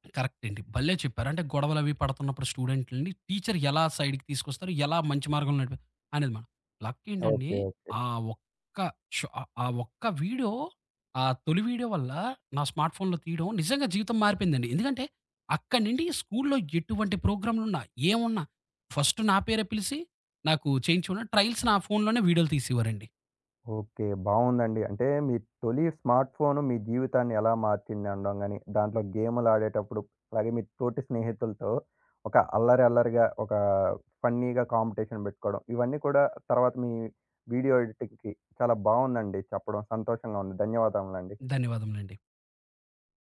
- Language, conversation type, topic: Telugu, podcast, మీ తొలి స్మార్ట్‌ఫోన్ మీ జీవితాన్ని ఎలా మార్చింది?
- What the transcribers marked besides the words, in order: other background noise; in English: "కరెక్ట్"; in English: "షో"; in English: "స్మార్ట్"; in English: "ఫస్ట్"; in English: "ట్రయల్స్"; in English: "స్మార్ట్"; in English: "ఫన్నీగా కాంపిటీషన్"; in English: "ఎడిటింగ్‌కి"